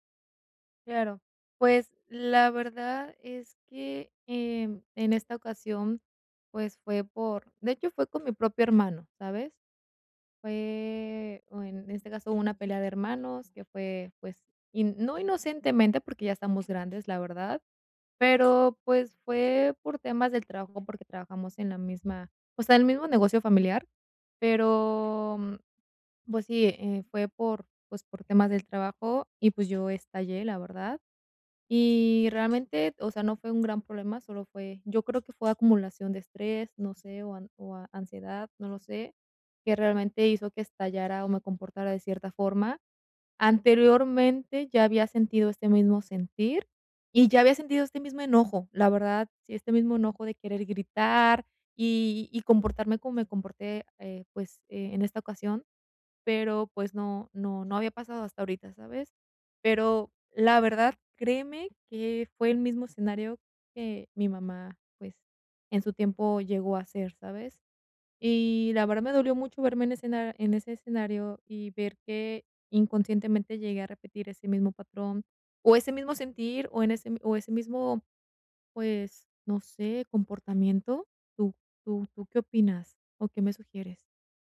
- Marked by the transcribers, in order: other background noise
- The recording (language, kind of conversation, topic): Spanish, advice, ¿Cómo puedo dejar de repetir patrones de comportamiento dañinos en mi vida?